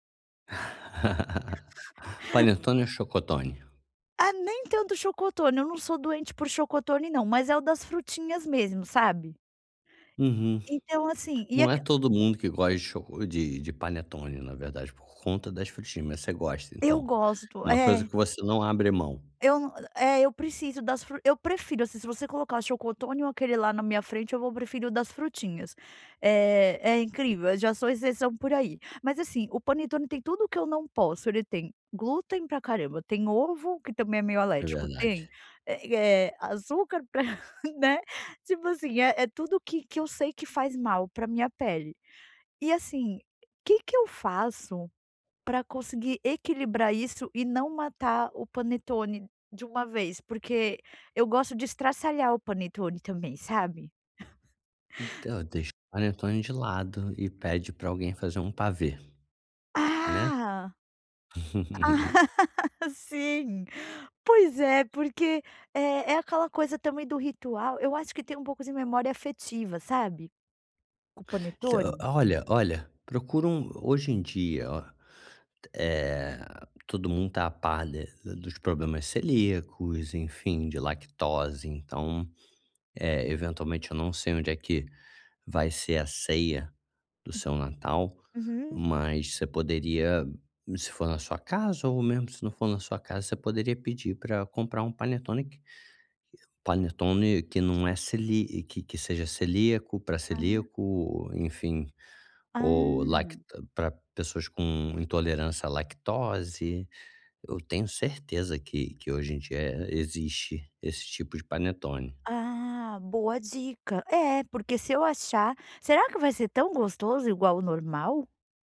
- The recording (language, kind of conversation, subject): Portuguese, advice, Como posso manter uma alimentação equilibrada durante celebrações e festas?
- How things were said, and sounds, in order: laugh; laugh; laugh; surprised: "Ah!"; laugh